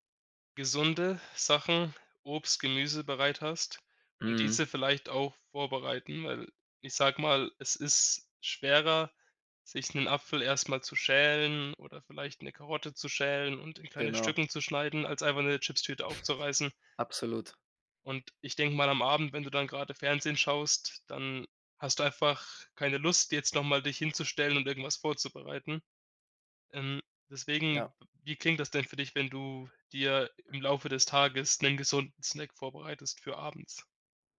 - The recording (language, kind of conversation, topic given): German, advice, Wie kann ich verhindern, dass ich abends ständig zu viel nasche und die Kontrolle verliere?
- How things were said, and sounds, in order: tapping; snort